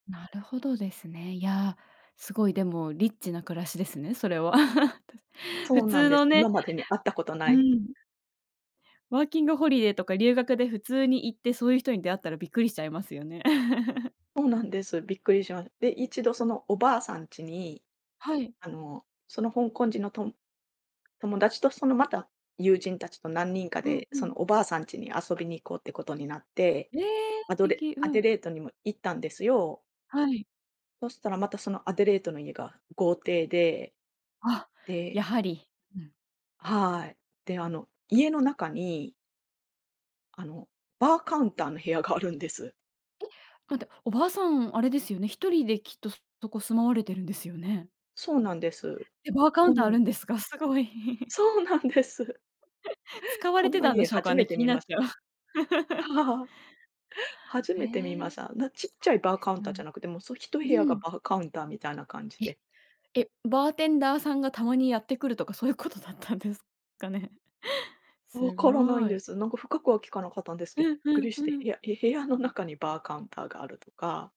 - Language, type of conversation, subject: Japanese, podcast, 旅先で出会った面白い人について聞かせていただけますか？
- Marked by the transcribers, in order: chuckle; other background noise; chuckle; tapping; chuckle; laughing while speaking: "そうなんです"; laugh; laughing while speaking: "そういうことだったんですかね"